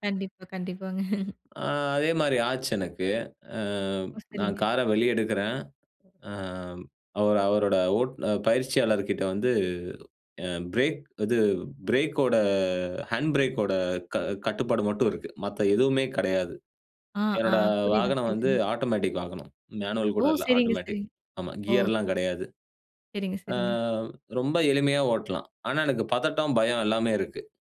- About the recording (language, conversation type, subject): Tamil, podcast, பயத்தை சாதனையாக மாற்றிய அனுபவம் உண்டா?
- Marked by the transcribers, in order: laughing while speaking: "கண்டிப்பாங்க"; in English: "ஹேண்ட் பிரேக்கோட"; in English: "ஆட்டோமேட்டிக்"; in English: "மேனுவல்"; in English: "ஆட்டோமேட்டிக்"; in English: "கியர்லாம்"